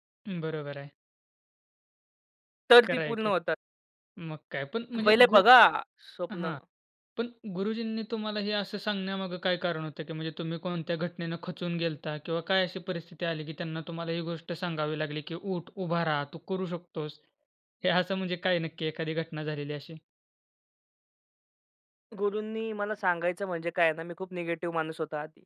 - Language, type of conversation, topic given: Marathi, podcast, तुम्हाला स्वप्ने साध्य करण्याची प्रेरणा कुठून मिळते?
- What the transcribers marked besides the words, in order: tapping; stressed: "बघा"; "गेला होता" said as "गेलता"